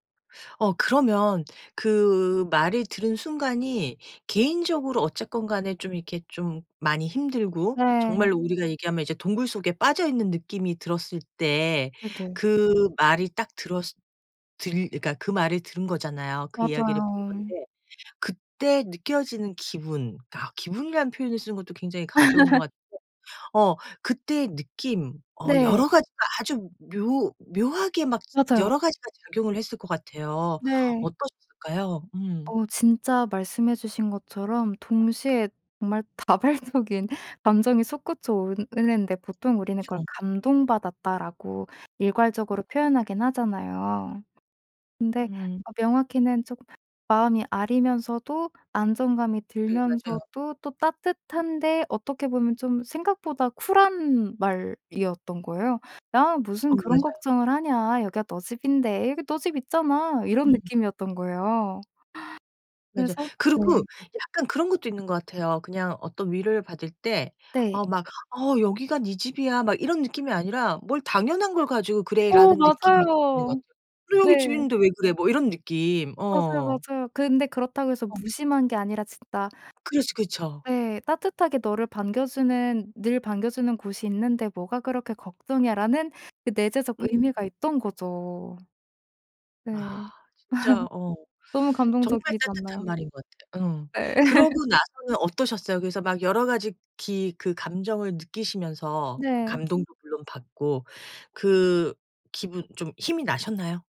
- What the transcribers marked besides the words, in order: other background noise; laugh; laughing while speaking: "다발적인"; tapping; other noise; background speech; laugh; laugh
- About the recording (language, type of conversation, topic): Korean, podcast, 힘들 때 가장 위로가 됐던 말은 무엇이었나요?